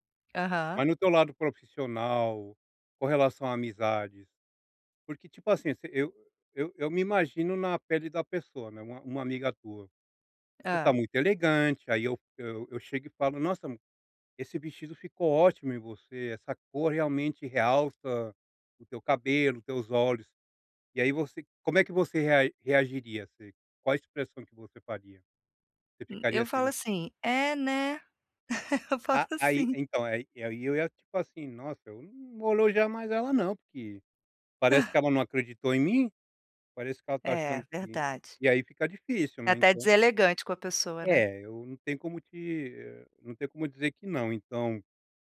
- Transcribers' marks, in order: laugh; laughing while speaking: "Eu falo assim"; chuckle
- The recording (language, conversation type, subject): Portuguese, advice, Como posso aceitar elogios com mais naturalidade e sem ficar sem graça?